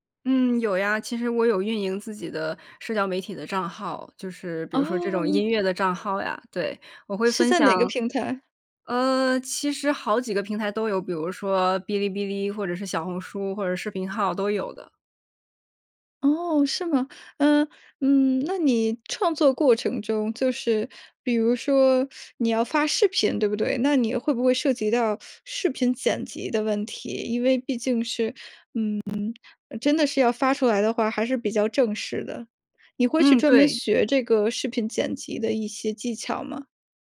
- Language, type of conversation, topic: Chinese, podcast, 你怎么让观众对作品产生共鸣?
- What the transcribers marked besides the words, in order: anticipating: "哦"; other background noise; anticipating: "哦，是吗？"